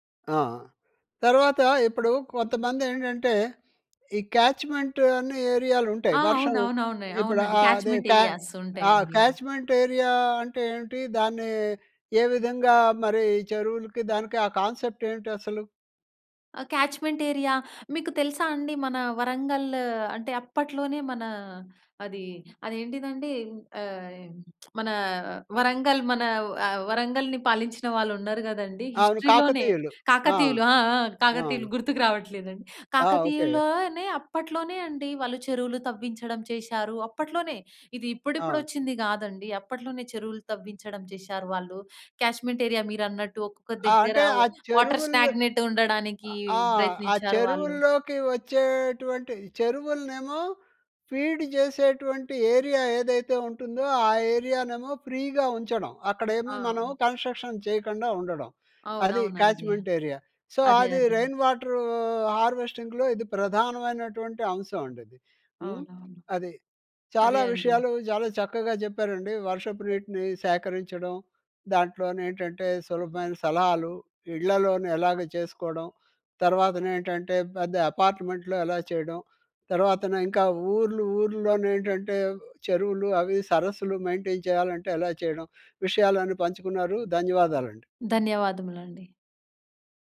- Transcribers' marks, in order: in English: "క్యాచ్‌మెంట్"; in English: "క్యాచ్‌మెంట్ ఏరియాస్"; in English: "క్యాచ్‌మెంట్ ఏరియా"; in English: "కాన్సెప్ట్"; in English: "క్యాచ్‌మెంట్ ఏరియా"; lip smack; in English: "హిస్టరీ"; in English: "ఏరియా"; in English: "వ్ వాటర్ స్టాగ్నెట్"; in English: "ఫీడ్"; in English: "ఏరియా"; in English: "ఫ్రీగా"; in English: "కన్స్ట్రక్షన్"; in English: "క్యాచ్మెంట్ ఏరియా. సో"; in English: "రెయిన్"; in English: "హార్వెస్టింగ్‌లో"; "చాలా" said as "జాలా"; in English: "అపార్ట్మెంట్‌లో"; in English: "మెయింటైన్"
- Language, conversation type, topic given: Telugu, podcast, వర్షపు నీటిని సేకరించడానికి మీకు తెలియిన సులభమైన చిట్కాలు ఏమిటి?